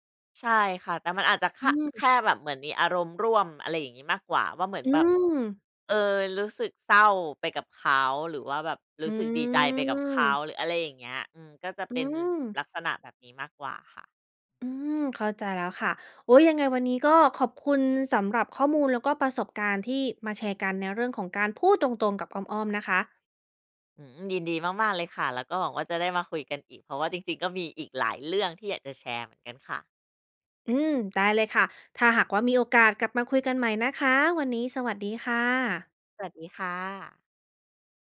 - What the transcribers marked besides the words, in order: other background noise
- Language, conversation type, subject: Thai, podcast, เวลาถูกให้ข้อสังเกต คุณชอบให้คนพูดตรงๆ หรือพูดอ้อมๆ มากกว่ากัน?